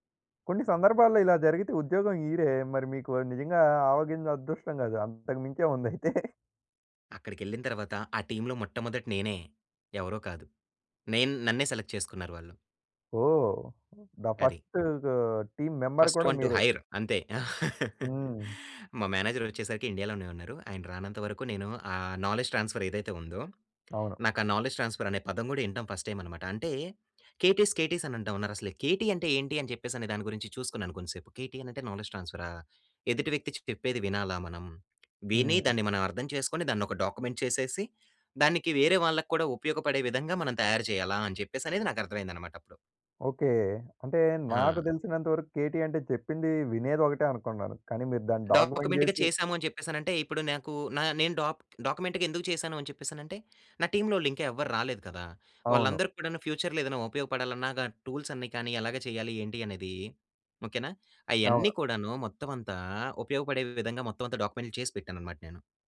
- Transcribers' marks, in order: laughing while speaking: "ఉందయితే"; in English: "టీమ్‌లో"; in English: "సెలెక్ట్"; in English: "ద ఫస్ట్"; in English: "టీం మెంబర్"; in English: "ఫస్ట్ వన్ టు హైర్"; laugh; in English: "మేనేజర్"; in English: "నాలెడ్జ్ ట్రాన్స్ఫర్"; other background noise; in English: "నాలెడ్జ్ ట్రాన్స్ఫర్"; in English: "ఫస్ట్ టైమ్"; in English: "కేటీస్ కేటీస్"; in English: "కేటీ"; in English: "కేటీ"; in English: "నాలెడ్జ్"; in English: "డాక్యుమెంట్"; in English: "డాక్యుమెంట్"; in English: "డాక్యుమెంట్‌గా"; in English: "డాక్ డాక్యుమెంట్‌గా"; in English: "ఫ్యూచర్‌లో"; in English: "టూల్స్"
- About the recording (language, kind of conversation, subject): Telugu, podcast, మీ తొలి ఉద్యోగాన్ని ప్రారంభించినప్పుడు మీ అనుభవం ఎలా ఉండింది?